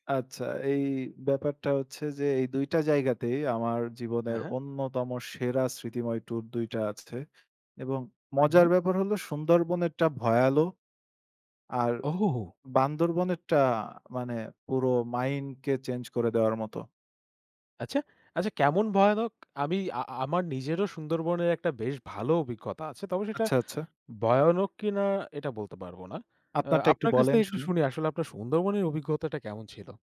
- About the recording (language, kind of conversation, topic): Bengali, unstructured, ভ্রমণ করার সময় তোমার সবচেয়ে ভালো স্মৃতি কোনটি ছিল?
- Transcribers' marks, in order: other background noise; tapping